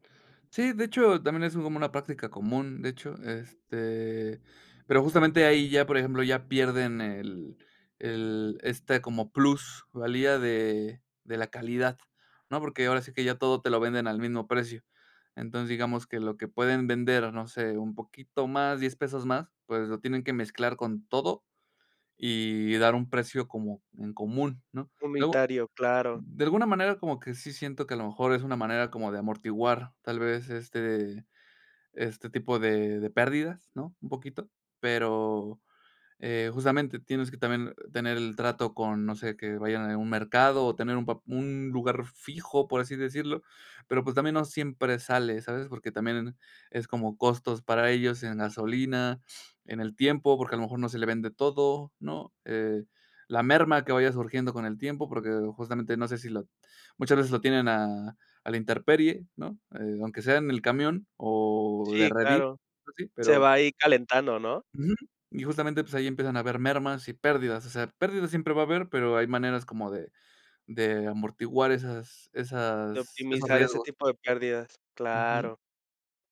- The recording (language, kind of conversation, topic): Spanish, podcast, ¿Qué opinas sobre comprar directo al productor?
- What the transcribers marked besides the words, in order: other street noise